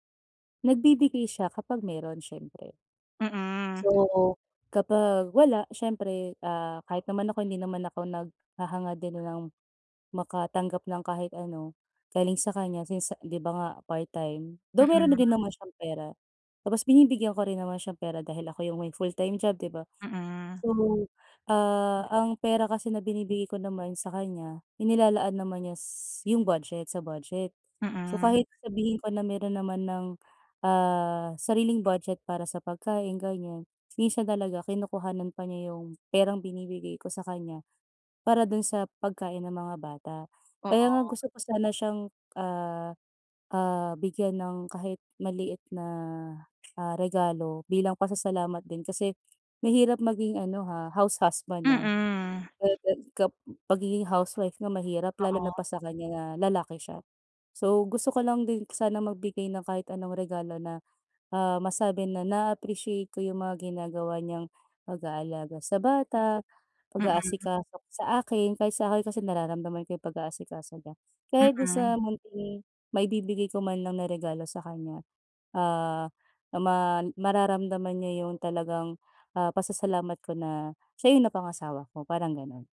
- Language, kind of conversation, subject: Filipino, advice, Paano ako pipili ng makabuluhang regalo para sa isang espesyal na tao?
- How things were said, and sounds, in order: in English: "part-time. Though"; in English: "full-time job"; in English: "house husband"